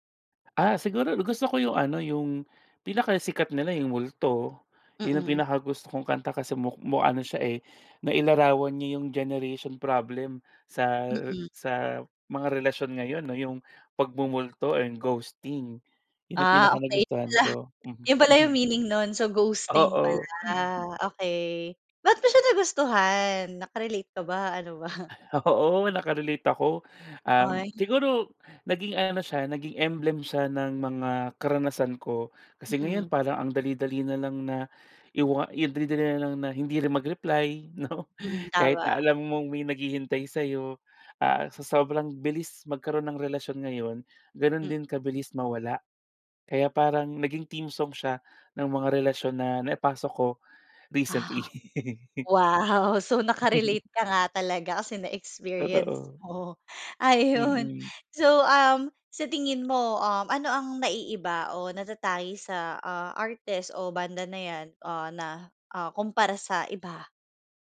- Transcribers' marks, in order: wind; chuckle; laughing while speaking: "ba?"; laughing while speaking: "Oo"; in English: "emblem"; laughing while speaking: "'no"; chuckle; laugh; laughing while speaking: "Ayon"
- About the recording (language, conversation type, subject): Filipino, podcast, Ano ang paborito mong lokal na mang-aawit o banda sa ngayon, at bakit mo sila gusto?